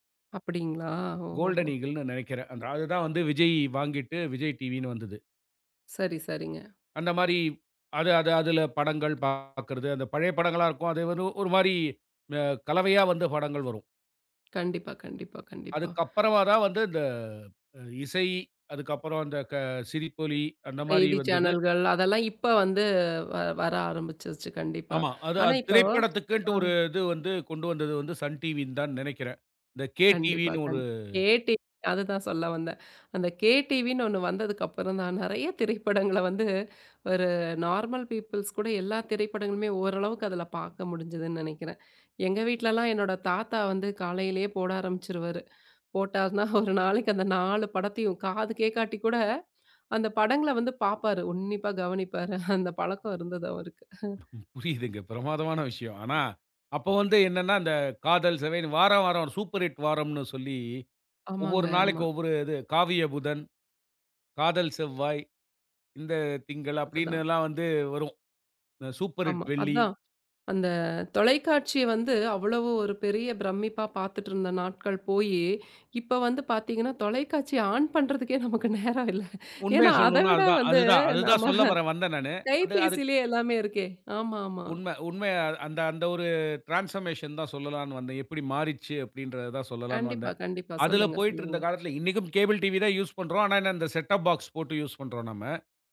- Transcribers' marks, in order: in English: "கோல்டன் ஈகுல்ன்னு"; tapping; in English: "நார்மல் பீப்பல்ஸ்"; laughing while speaking: "போட்டார்னா ஒரு நாளைக்கு அந்த நாலு … பழக்கம் இருந்தது அவருக்கு"; laughing while speaking: "புரியுதுங்க பிரமாதமான விஷயம்"; in English: "சூப்பர் ஹிட்"; in English: "சூப்பர் ஹிட்"; laughing while speaking: "இப்ப வந்து பாத்தீங்கன்னா தொலைக்காட்சி ஆன் … அதைவிட வந்து நம்ப"; in English: "ஆன்"; in English: "ட்ரன்ஸ்பர்மேஷன்"; in English: "யூஸ்"; in English: "செட்டப் பாக்ஸ்"; in English: "யூஸ்"
- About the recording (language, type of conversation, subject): Tamil, podcast, சின்ன வீடியோக்களா, பெரிய படங்களா—நீங்கள் எதை அதிகம் விரும்புகிறீர்கள்?